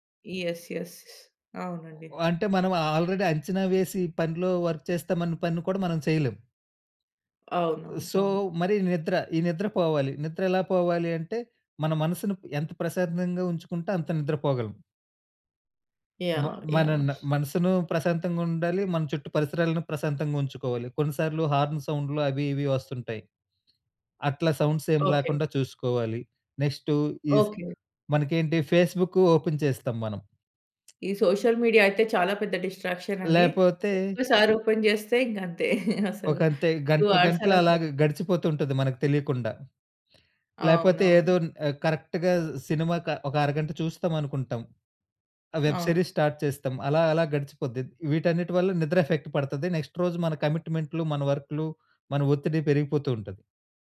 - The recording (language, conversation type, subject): Telugu, podcast, ఒత్తిడిని మీరు ఎలా ఎదుర్కొంటారు?
- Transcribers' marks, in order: in English: "ఆల్రెడీ"; in English: "వర్క్"; other background noise; in English: "హార్న్"; in English: "సౌండ్స్"; in English: "నెక్స్ట్"; in English: "ఫేస్‌బుక్ ఓపెన్"; in English: "సోషల్ మీడియా"; in English: "డిస్ట్రాక్షన్"; in English: "ఓపెన్"; laugh; in English: "టూ హార్స్"; in English: "కరెక్ట్‌గా"; in English: "వెబ్ సీరీస్ స్టార్ట్"; in English: "ఎఫెక్ట్"; in English: "నెక్స్ట్"